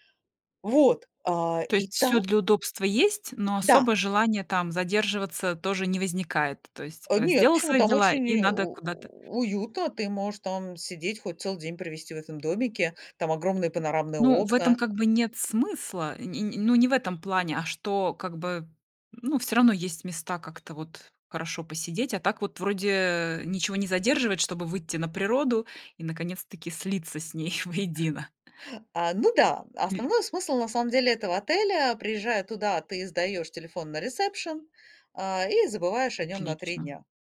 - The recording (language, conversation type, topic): Russian, podcast, Что для тебя значит цифровой детокс и как ты его проводишь?
- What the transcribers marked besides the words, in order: tapping; bird